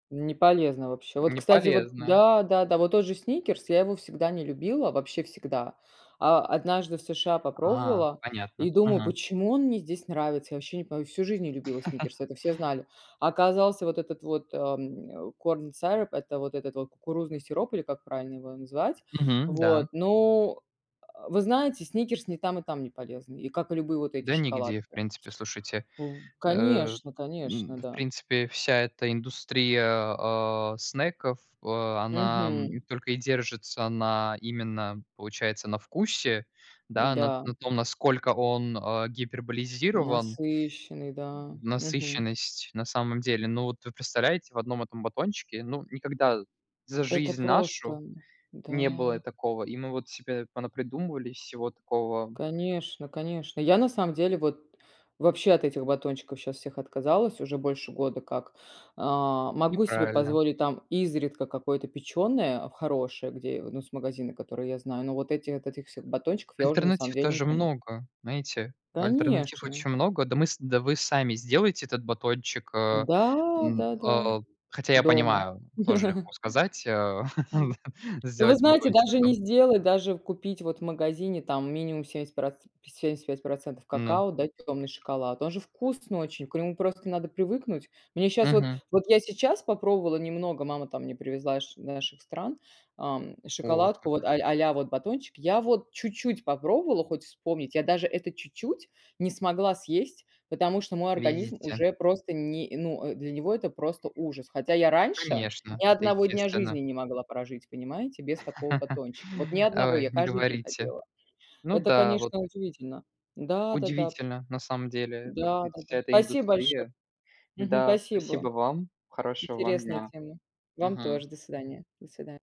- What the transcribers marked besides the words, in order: chuckle; in English: "corn syrup"; chuckle; other background noise; chuckle; tapping; chuckle
- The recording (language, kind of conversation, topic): Russian, unstructured, Насколько, по-вашему, безопасны продукты из обычных магазинов?
- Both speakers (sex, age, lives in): female, 35-39, United States; male, 20-24, Germany